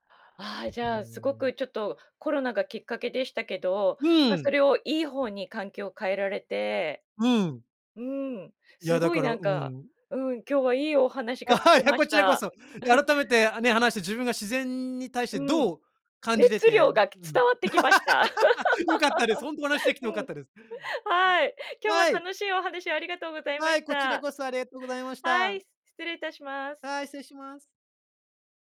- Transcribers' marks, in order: other background noise; laugh; laugh
- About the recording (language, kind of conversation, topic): Japanese, podcast, 子どもの頃に体験した自然の中での出来事で、特に印象に残っているのは何ですか？